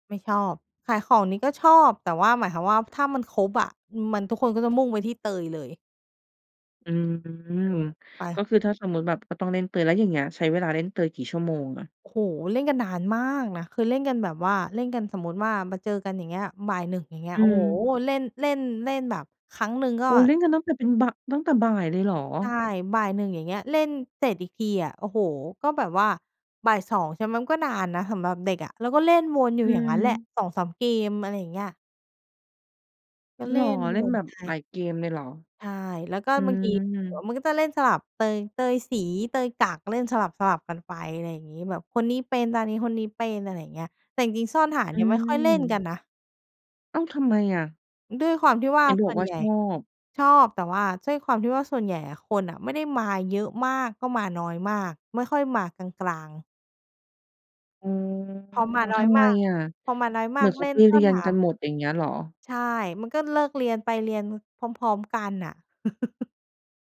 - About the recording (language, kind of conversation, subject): Thai, podcast, คุณชอบเล่นเกมอะไรในสนามเด็กเล่นมากที่สุด?
- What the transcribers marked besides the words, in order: background speech; chuckle